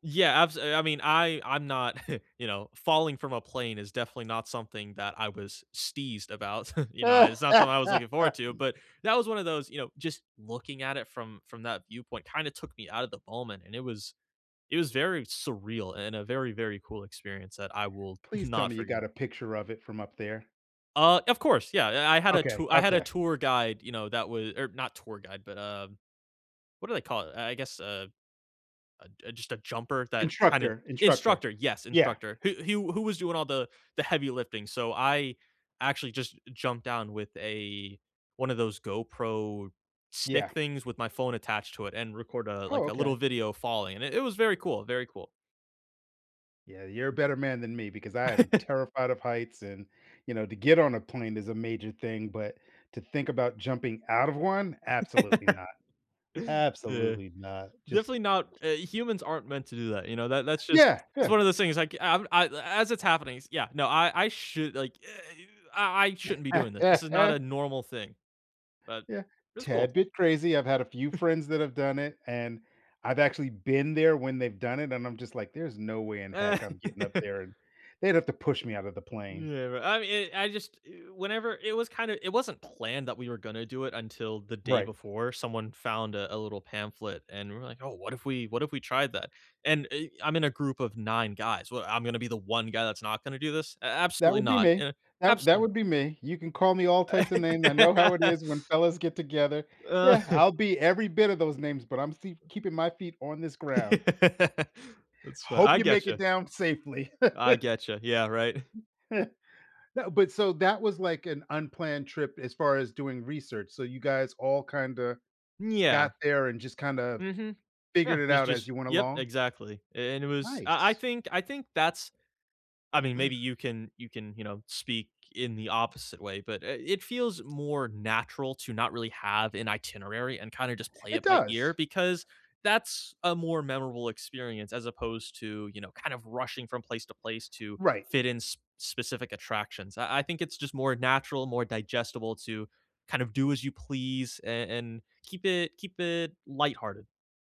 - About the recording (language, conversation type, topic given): English, unstructured, How should I decide what to learn beforehand versus discover in person?
- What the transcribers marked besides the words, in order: chuckle; chuckle; laugh; laughing while speaking: "not"; laugh; laugh; other noise; laugh; chuckle; laugh; laugh; chuckle; other background noise; laugh; laugh; chuckle; throat clearing